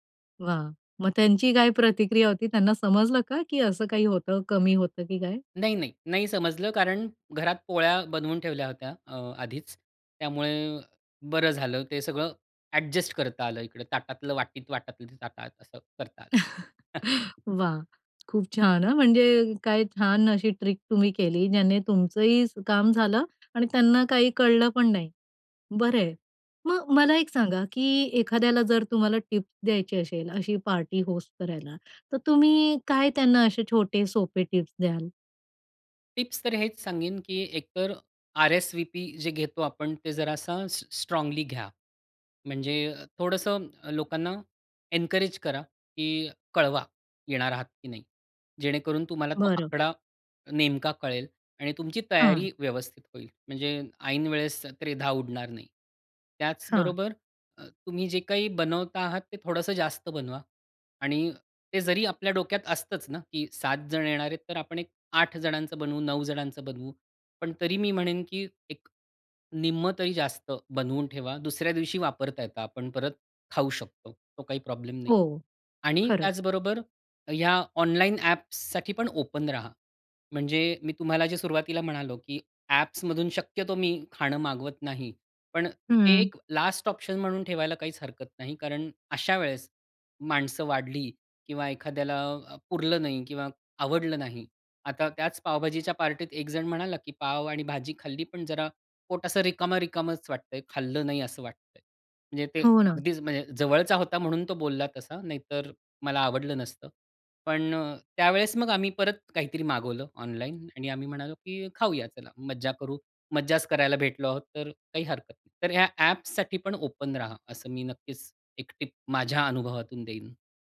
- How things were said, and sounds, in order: chuckle; other background noise; in English: "ट्रिक"; tapping; in English: "होस्ट"; in English: "आर-एस-वी-पी"; in English: "एन्करेज"; in English: "ओपन"; in English: "ओपन"
- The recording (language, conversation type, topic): Marathi, podcast, जेव्हा पाहुण्यांसाठी जेवण वाढायचे असते, तेव्हा तुम्ही उत्तम यजमान कसे बनता?